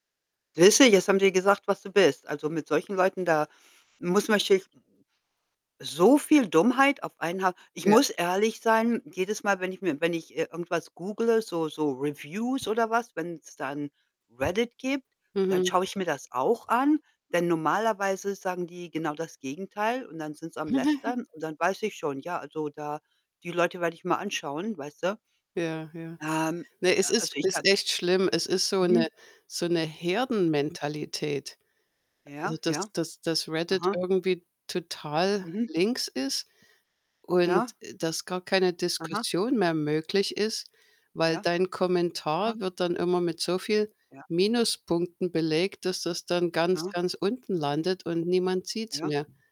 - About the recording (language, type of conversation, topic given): German, unstructured, Welche Rolle spielen soziale Medien in der Politik?
- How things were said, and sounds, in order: distorted speech; laugh; static; tapping